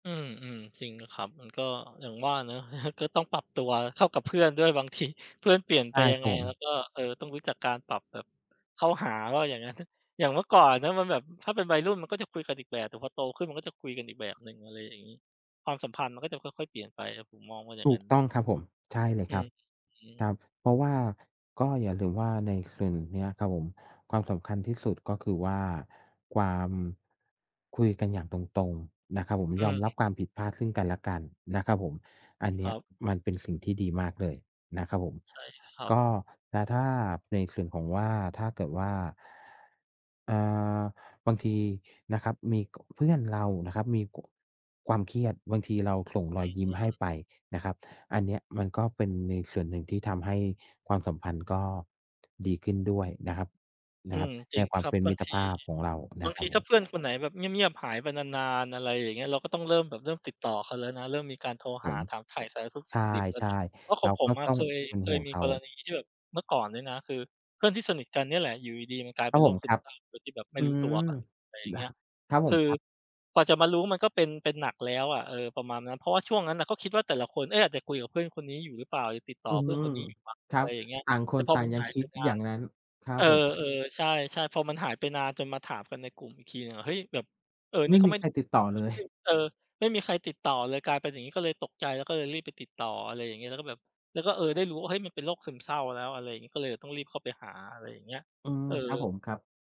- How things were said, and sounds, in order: chuckle; laughing while speaking: "เลย"
- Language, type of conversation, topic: Thai, unstructured, คุณคิดว่าสิ่งใดสำคัญที่สุดในมิตรภาพ?